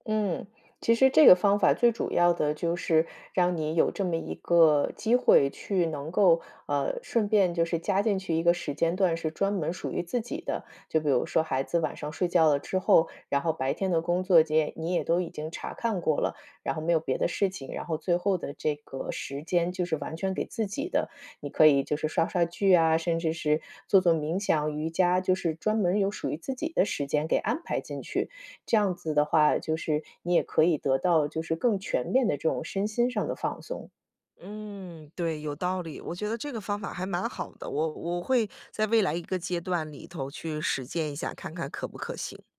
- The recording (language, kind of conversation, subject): Chinese, advice, 为什么我周末总是放不下工作，无法真正放松？
- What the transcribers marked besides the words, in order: none